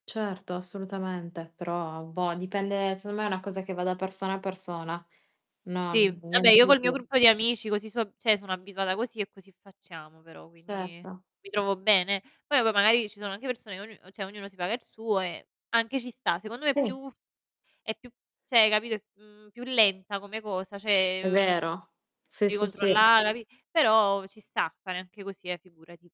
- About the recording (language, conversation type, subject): Italian, unstructured, Come definiresti il valore del denaro nella vita di tutti i giorni?
- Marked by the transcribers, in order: "secondo" said as "seond"; distorted speech; "cioè" said as "ceh"; "cioè" said as "ceh"; "cioè" said as "ceh"; "cioè" said as "ceh"